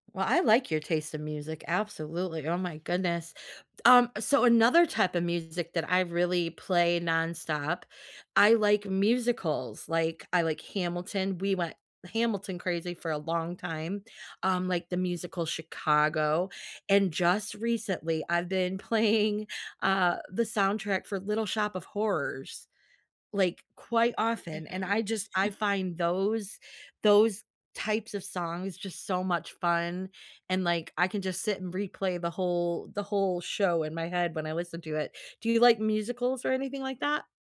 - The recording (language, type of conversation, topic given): English, unstructured, Which songs or artists have you been replaying nonstop lately, and what is it about them that connects with you?
- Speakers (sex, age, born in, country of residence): female, 18-19, United States, United States; female, 50-54, United States, United States
- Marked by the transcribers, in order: laughing while speaking: "playing"; chuckle